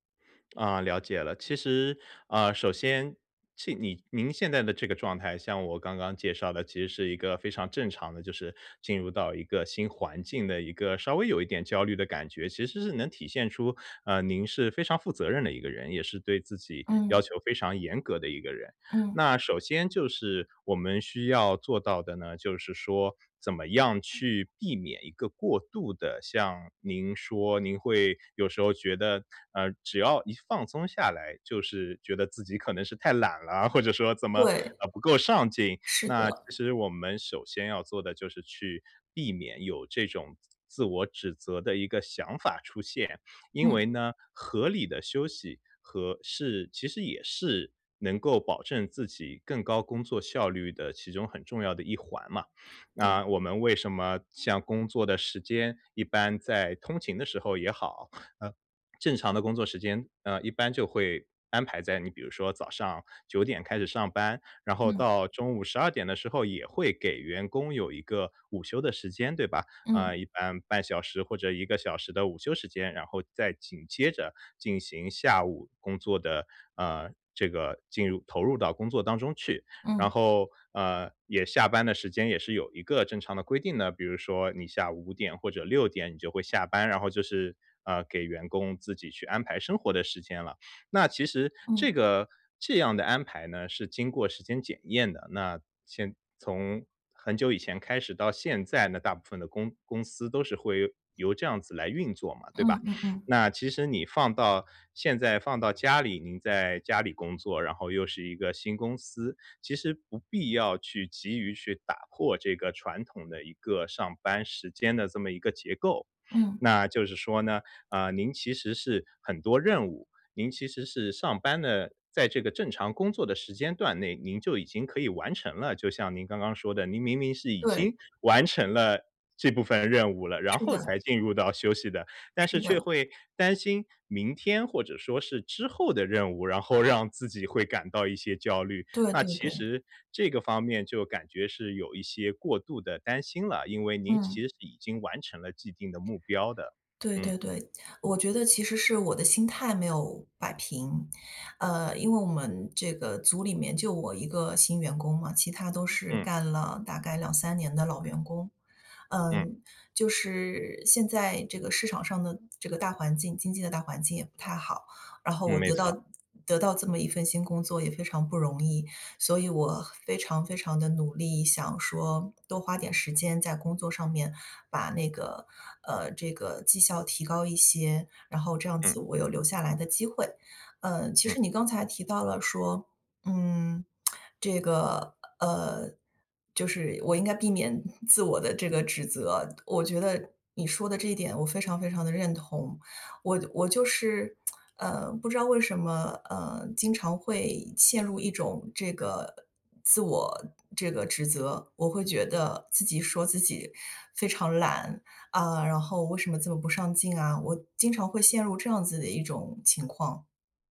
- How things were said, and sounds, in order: tapping; other noise; tsk; chuckle; tsk
- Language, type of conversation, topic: Chinese, advice, 放松时总感到内疚怎么办？